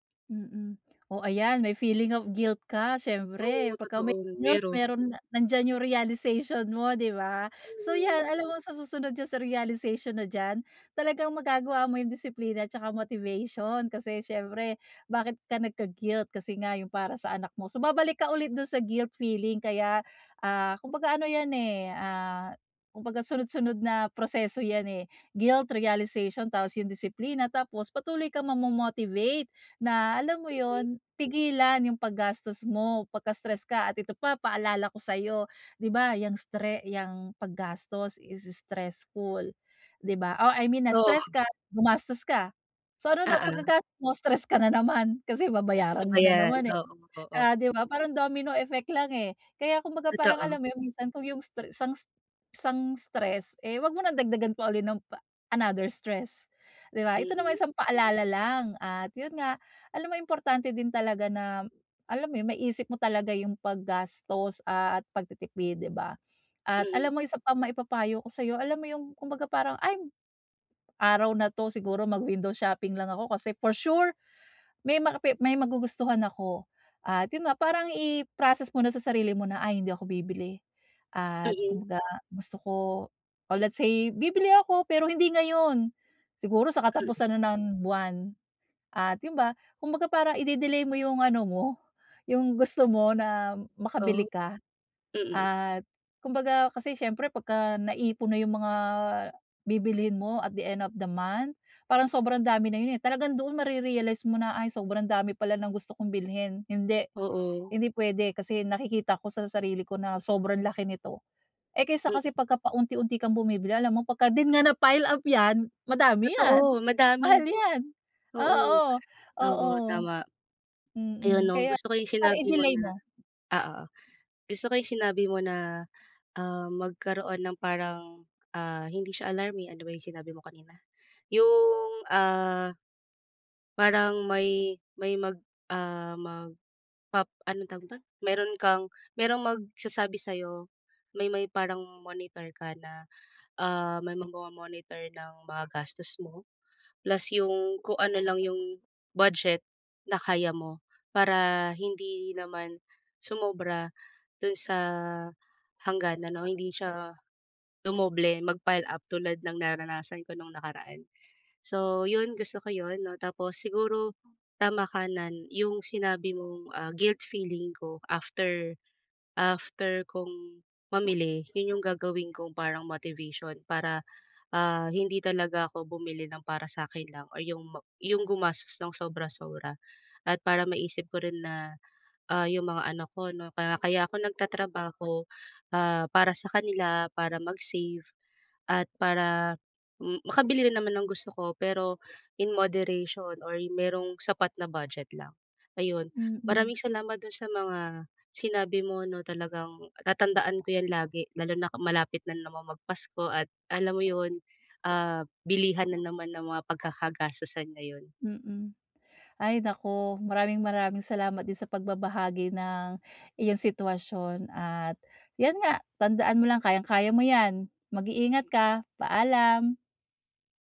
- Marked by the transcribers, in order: lip smack; other background noise; tapping; background speech
- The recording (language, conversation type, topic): Filipino, advice, Bakit lagi akong gumagastos bilang gantimpala kapag nai-stress ako, at paano ko ito maiiwasan?
- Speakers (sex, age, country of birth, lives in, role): female, 35-39, Philippines, Philippines, user; female, 40-44, Philippines, United States, advisor